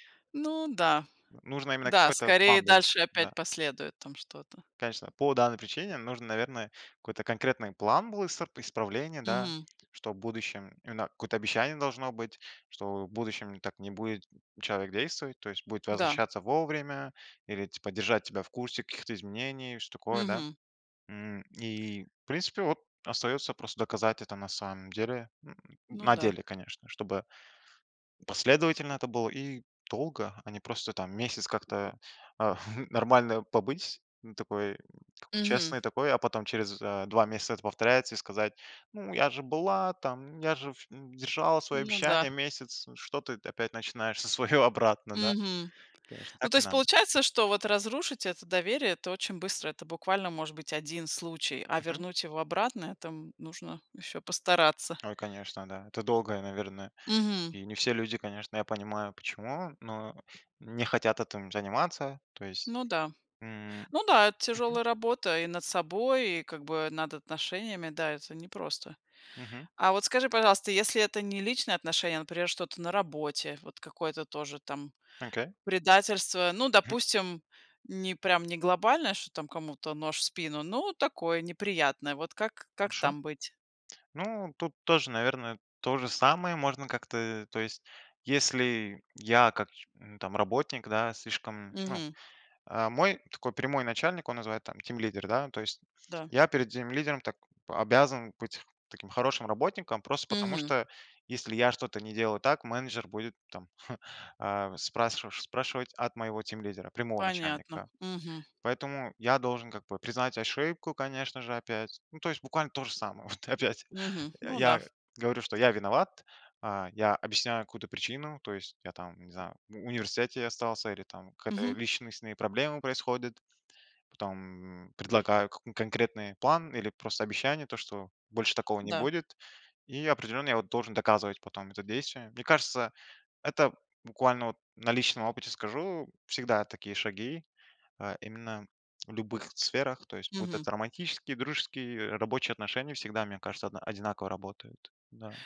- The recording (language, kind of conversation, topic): Russian, podcast, Что важнее для доверия: обещания или поступки?
- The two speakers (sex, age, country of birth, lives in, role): female, 40-44, Russia, United States, host; male, 20-24, Kazakhstan, Hungary, guest
- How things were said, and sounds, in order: chuckle; put-on voice: "была, там, я же вш … свое обратно, да?"; laughing while speaking: "опять начинаешь за свое обратно, да?"; other noise; chuckle; laughing while speaking: "вот опять"